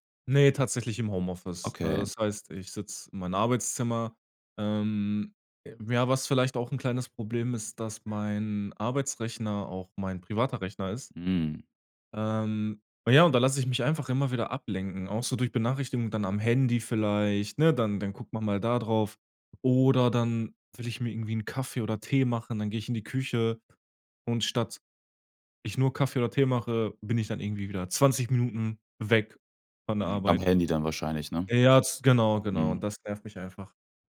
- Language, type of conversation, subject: German, advice, Wie kann ich verhindern, dass ich durch Nachrichten und Unterbrechungen ständig den Fokus verliere?
- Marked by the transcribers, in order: other background noise